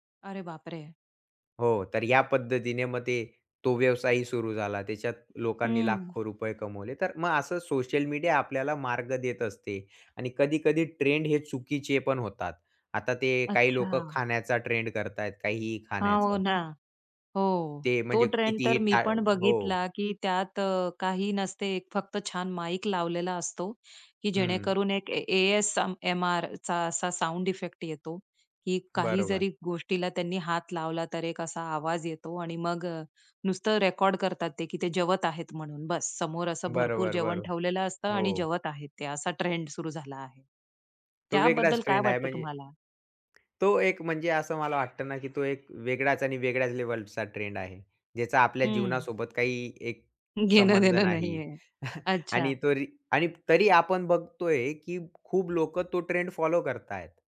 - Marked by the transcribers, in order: in English: "साउंड"; tapping; horn; laughing while speaking: "घेणं-देणं नाही आहे"; chuckle
- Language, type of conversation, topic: Marathi, podcast, सोशल मीडियावर सध्या काय ट्रेंड होत आहे आणि तू त्याकडे लक्ष का देतोस?